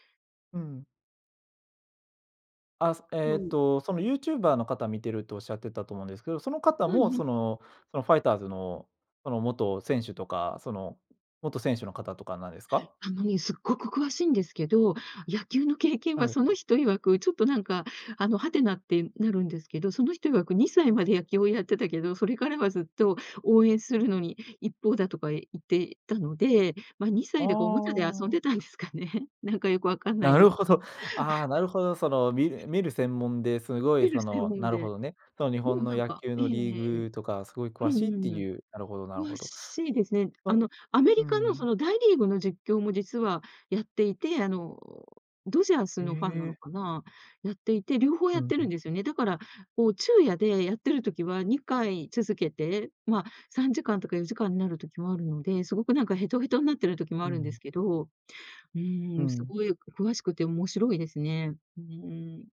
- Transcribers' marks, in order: laughing while speaking: "ですかね？"
- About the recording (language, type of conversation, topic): Japanese, podcast, 最近ハマっている趣味は何ですか？